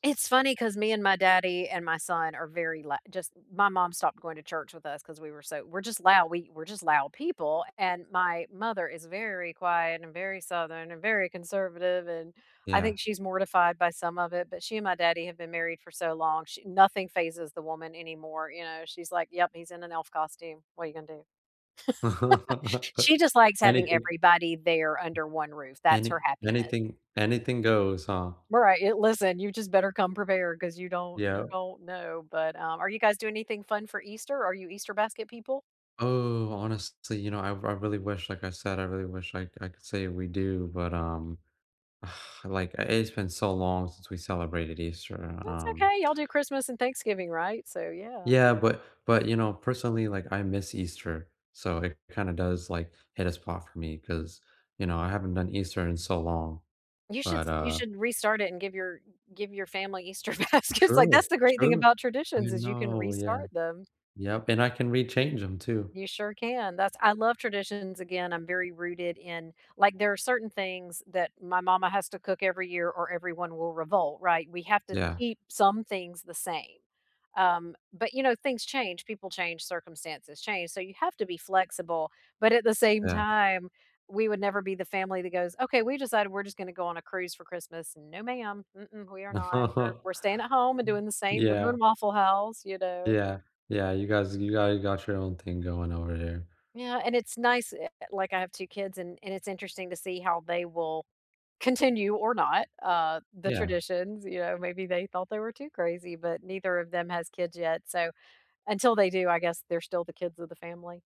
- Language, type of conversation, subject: English, unstructured, Which childhood tradition do you still keep today, and what keeps it meaningful for you?
- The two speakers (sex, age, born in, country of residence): female, 50-54, United States, United States; male, 20-24, United States, United States
- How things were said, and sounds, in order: other background noise; laugh; drawn out: "Oh"; sigh; laughing while speaking: "baskets"; laugh